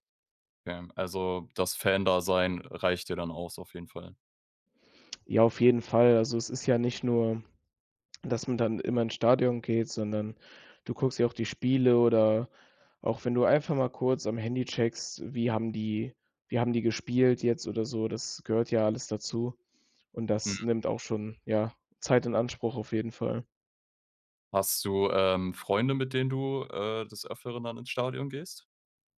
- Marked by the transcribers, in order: none
- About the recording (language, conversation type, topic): German, podcast, Wie hast du dein liebstes Hobby entdeckt?